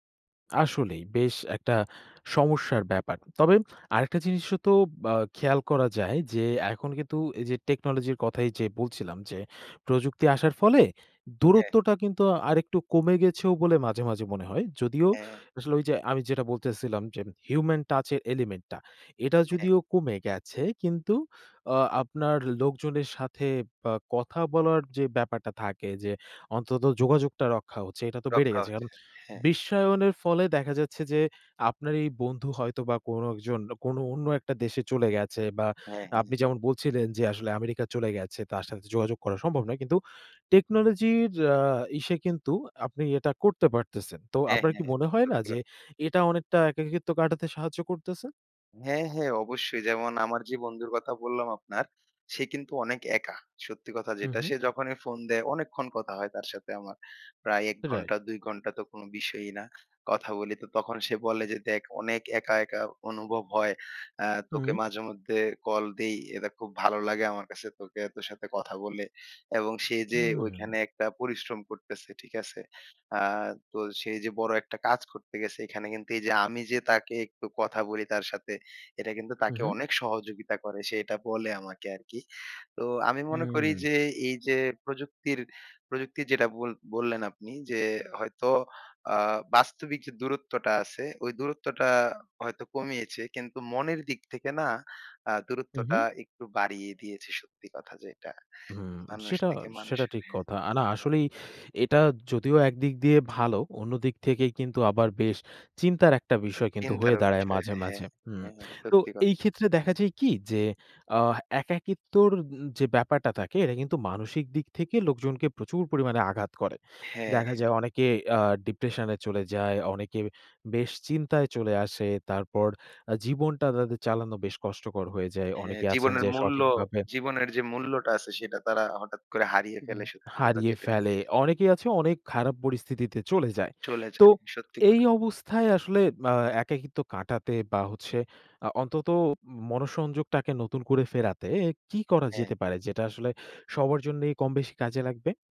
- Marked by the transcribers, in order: in English: "human touch"; in English: "element"; "এটা" said as "এদা"
- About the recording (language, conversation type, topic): Bengali, podcast, আপনি কীভাবে একাকীত্ব কাটাতে কাউকে সাহায্য করবেন?